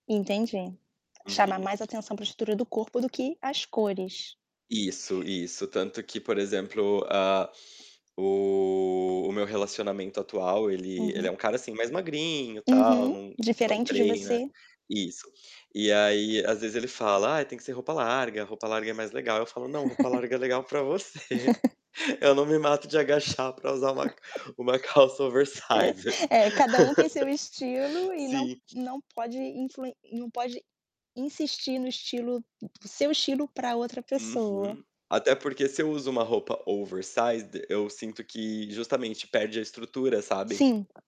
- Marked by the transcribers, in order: static; distorted speech; other background noise; drawn out: "o"; tapping; laugh; laugh; laughing while speaking: "você"; laughing while speaking: "oversize"; in English: "oversize"; laugh; in English: "oversize"
- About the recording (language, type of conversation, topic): Portuguese, podcast, Como você descreveria o seu estilo pessoal?